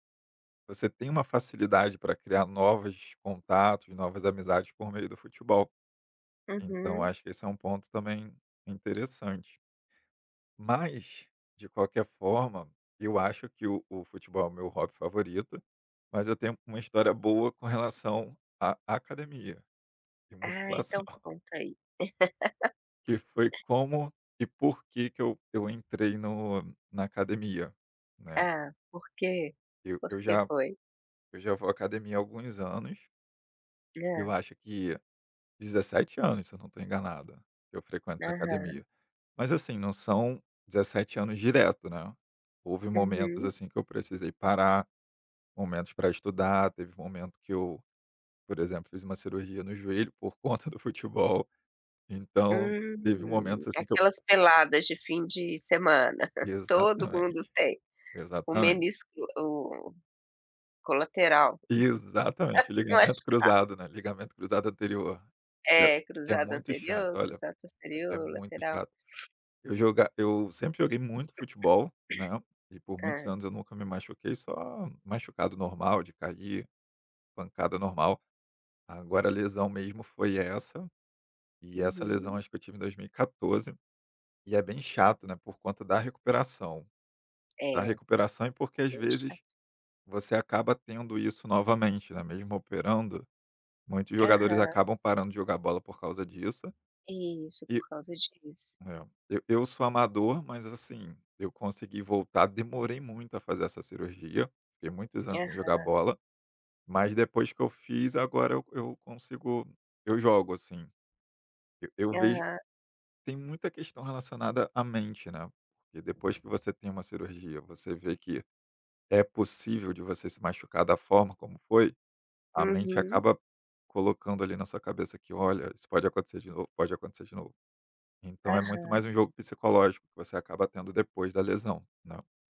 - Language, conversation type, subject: Portuguese, podcast, Qual é a história por trás do seu hobby favorito?
- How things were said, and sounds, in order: other background noise; laugh; chuckle; chuckle; laughing while speaking: "eu acho"; throat clearing